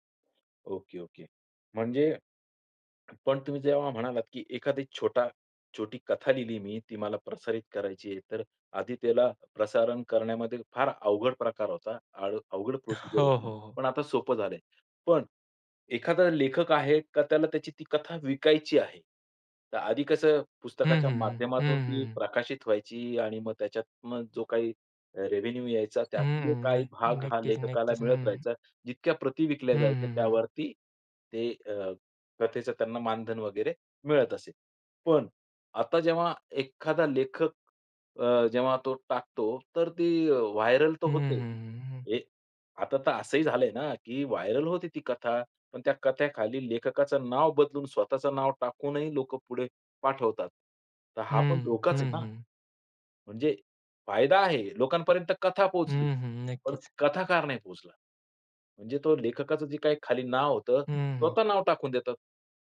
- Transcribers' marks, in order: other noise; chuckle; in English: "प्रोसिजर"; in English: "रेव्हेन्यू"; tapping; in English: "व्हायरअल"; in English: "व्हायरअल"
- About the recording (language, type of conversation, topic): Marathi, podcast, सोशल मीडियावर आपले काम शेअर केल्याचे फायदे आणि धोके काय आहेत?